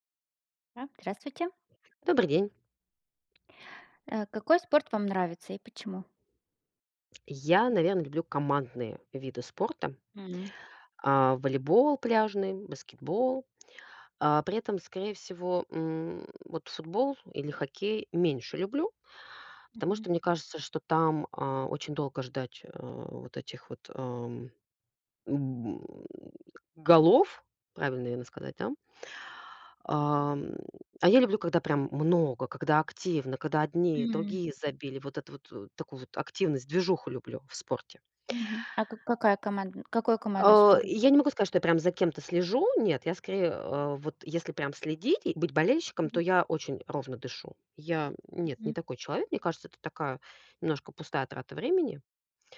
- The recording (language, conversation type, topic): Russian, unstructured, Какой спорт тебе нравится и почему?
- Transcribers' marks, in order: other background noise; tapping; grunt; "наверно" said as "наено"